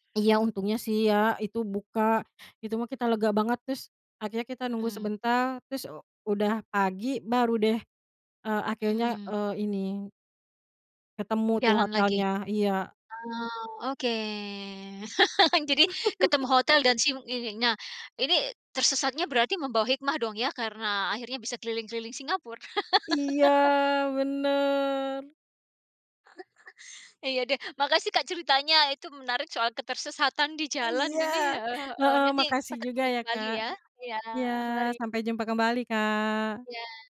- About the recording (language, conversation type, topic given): Indonesian, podcast, Pernah tersesat saat jalan-jalan, pelajaran apa yang kamu dapat?
- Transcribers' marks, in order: drawn out: "oke"; laugh; laugh; "Singapura" said as "singapur"; laugh; chuckle